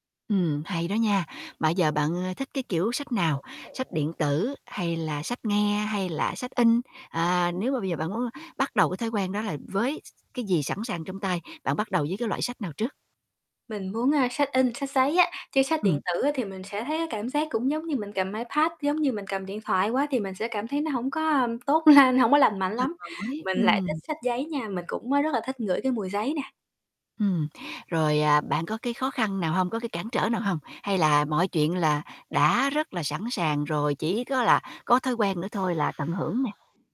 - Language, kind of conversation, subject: Vietnamese, advice, Làm thế nào để bạn tạo thói quen đọc sách mỗi ngày?
- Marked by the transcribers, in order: other background noise; tapping; laughing while speaking: "lên"; distorted speech; static